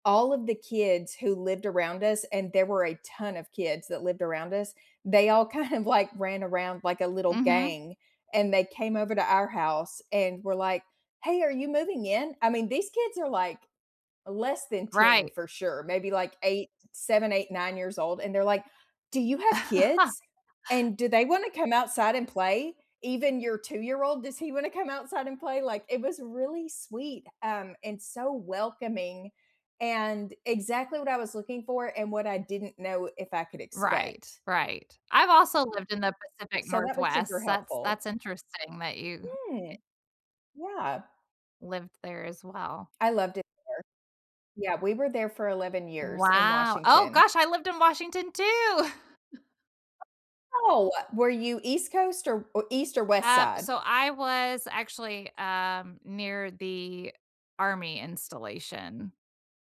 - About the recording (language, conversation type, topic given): English, unstructured, How has your view of your community changed over time?
- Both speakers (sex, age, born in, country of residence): female, 40-44, United States, United States; female, 50-54, United States, United States
- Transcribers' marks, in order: laughing while speaking: "kind of"; chuckle; chuckle; other background noise